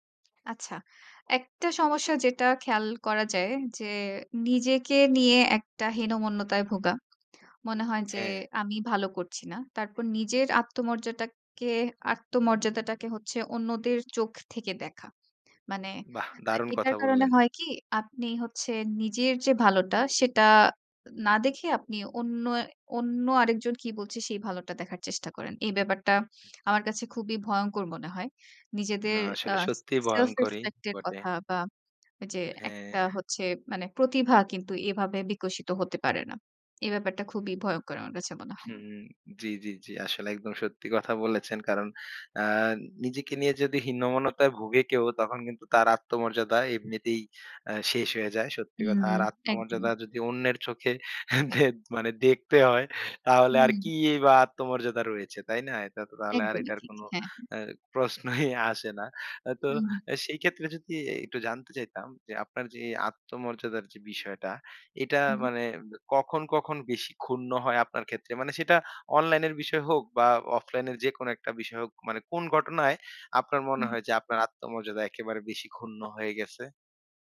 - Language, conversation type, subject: Bengali, podcast, লাইকের সংখ্যা কি তোমার আত্মমর্যাদাকে প্রভাবিত করে?
- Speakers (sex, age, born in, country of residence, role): female, 25-29, Bangladesh, Bangladesh, guest; male, 25-29, Bangladesh, Bangladesh, host
- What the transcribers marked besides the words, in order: tapping; laughing while speaking: "দে মানে দেখতে হয়, তাহলে আর কি বা আত্মমর্যাদা রয়েছে"; "এটা" said as "এতা"; laughing while speaking: "প্রশ্নই আসে না"